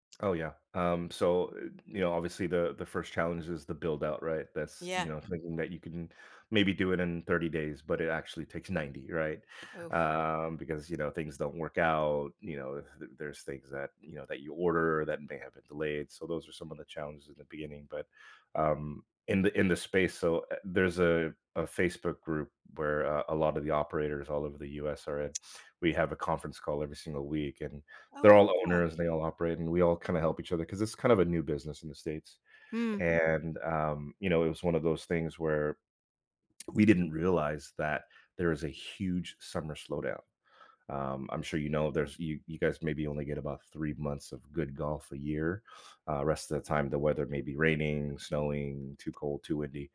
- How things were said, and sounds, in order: other background noise
- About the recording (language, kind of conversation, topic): English, unstructured, How do you stay motivated when working toward a personal goal?
- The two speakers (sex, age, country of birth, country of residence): female, 55-59, United States, United States; male, 40-44, United States, United States